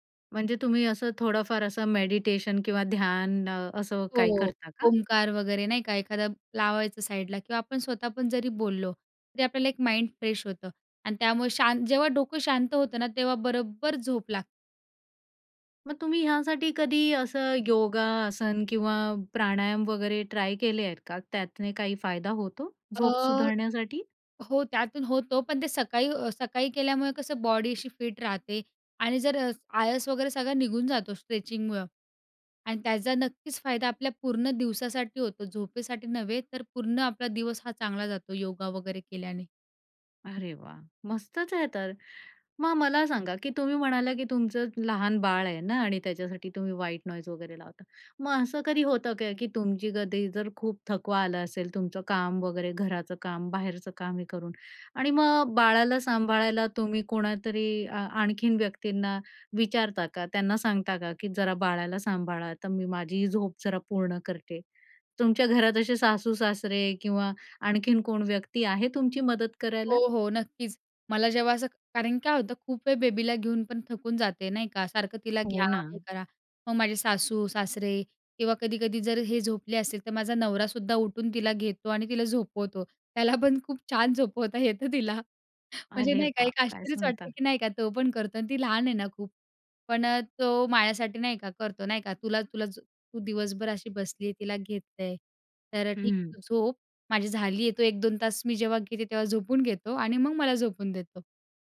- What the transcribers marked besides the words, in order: in English: "माइंड फ्रेश"; in English: "स्ट्रेचिंगमुळे"; laughing while speaking: "त्याला पण खूप छान झोपवता येतं तिला"
- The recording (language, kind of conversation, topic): Marathi, podcast, झोप सुधारण्यासाठी तुम्ही काय करता?